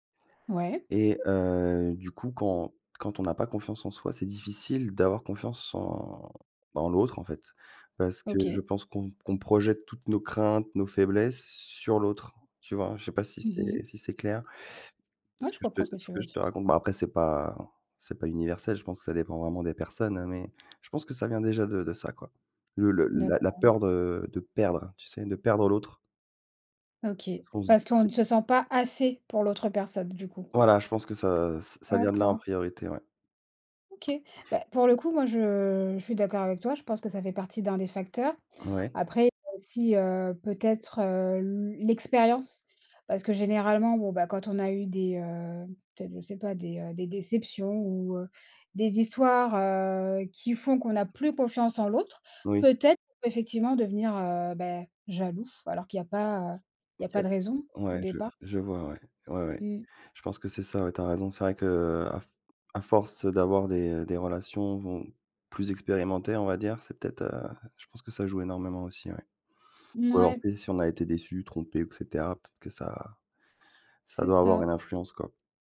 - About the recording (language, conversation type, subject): French, unstructured, Que penses-tu des relations où l’un des deux est trop jaloux ?
- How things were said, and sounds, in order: tapping